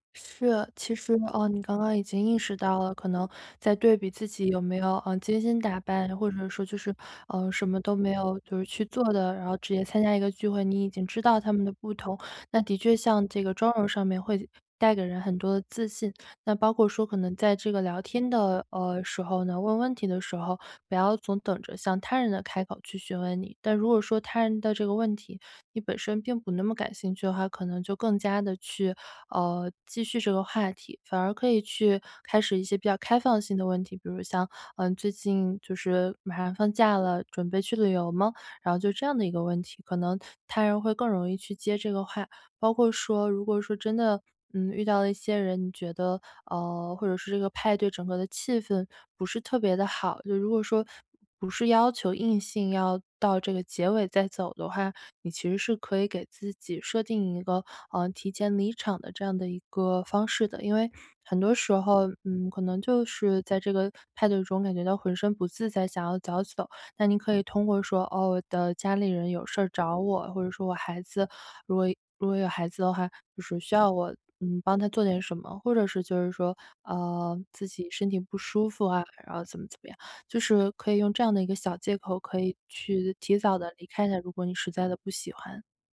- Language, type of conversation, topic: Chinese, advice, 在聚会中我该如何缓解尴尬气氛？
- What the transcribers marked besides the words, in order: none